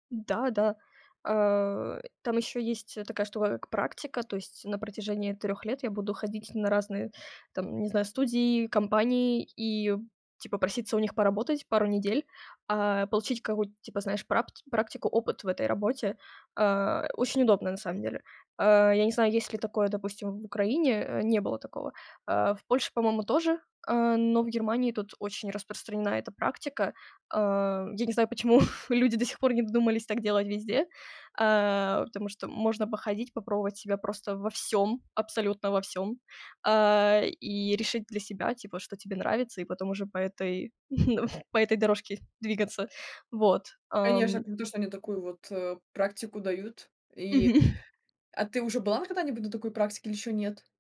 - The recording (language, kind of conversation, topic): Russian, podcast, Как ты относишься к идее превратить хобби в работу?
- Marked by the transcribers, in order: tapping; chuckle; chuckle; laughing while speaking: "Мгм"